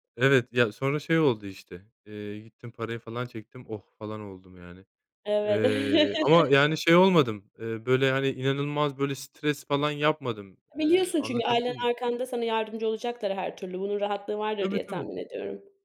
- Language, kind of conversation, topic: Turkish, unstructured, Seyahat etmek size ne kadar mutluluk verir?
- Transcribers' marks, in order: chuckle